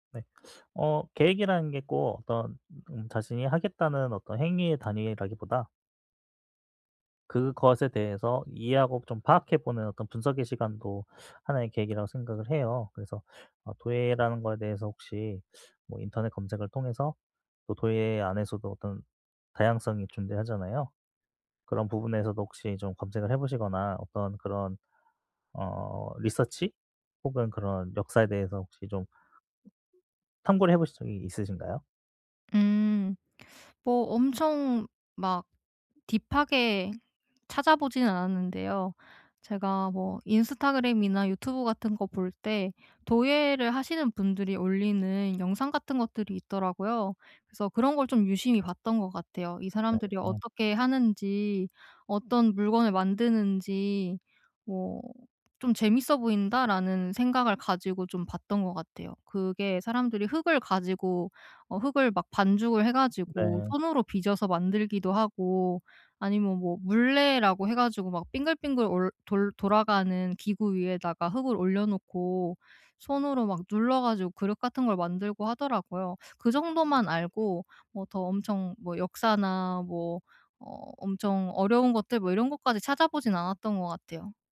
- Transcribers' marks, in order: other background noise; in English: "딥하게"
- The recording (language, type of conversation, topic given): Korean, advice, 새로운 취미를 시작하는 게 무서운데 어떻게 시작하면 좋을까요?